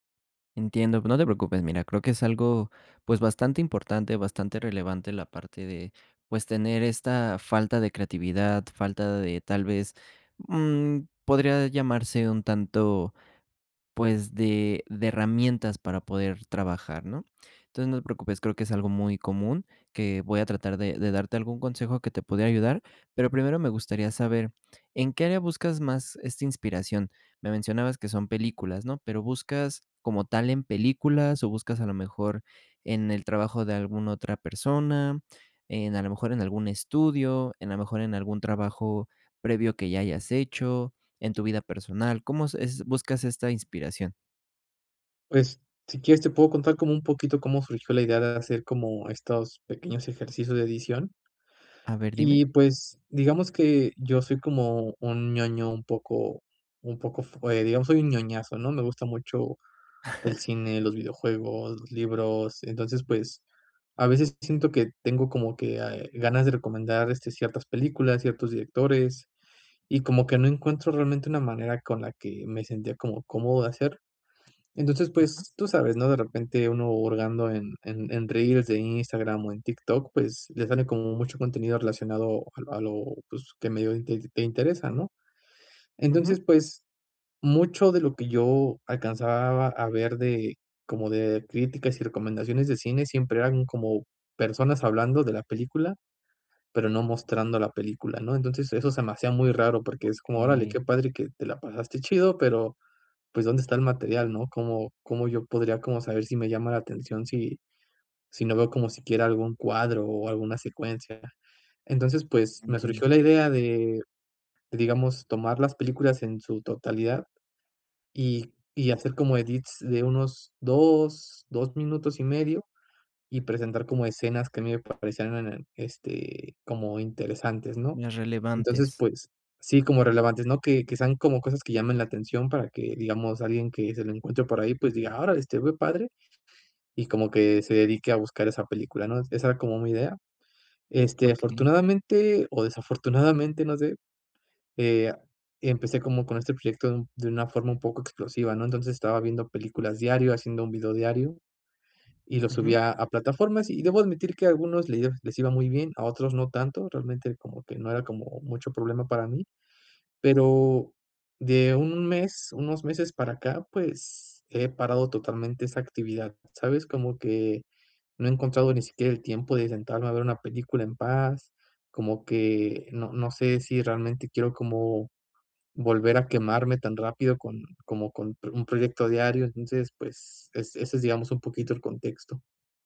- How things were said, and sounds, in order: tapping; chuckle; in English: "edits"; other background noise
- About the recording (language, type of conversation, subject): Spanish, advice, ¿Qué puedo hacer si no encuentro inspiración ni ideas nuevas?